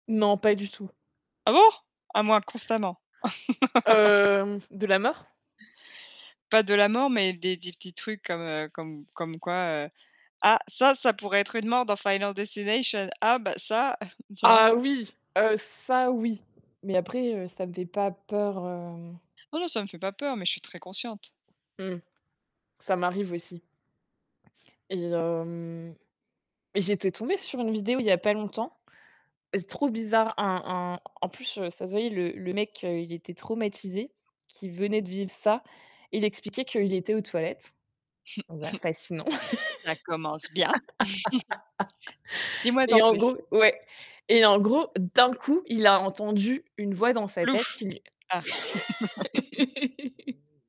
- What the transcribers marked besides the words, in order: laugh; tapping; chuckle; other background noise; static; distorted speech; chuckle; chuckle; laugh; laugh
- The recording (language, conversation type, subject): French, unstructured, Comment réagis-tu à la peur dans les films d’horreur ?